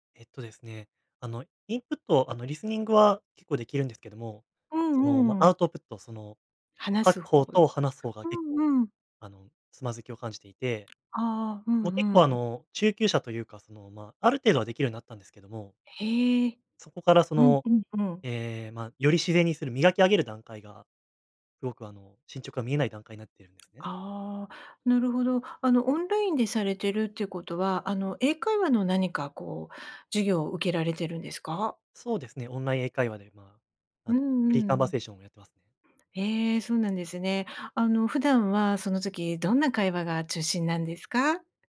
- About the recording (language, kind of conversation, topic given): Japanese, advice, 進捗が見えず達成感を感じられない
- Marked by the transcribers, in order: other noise; in English: "フリーカンバセーション"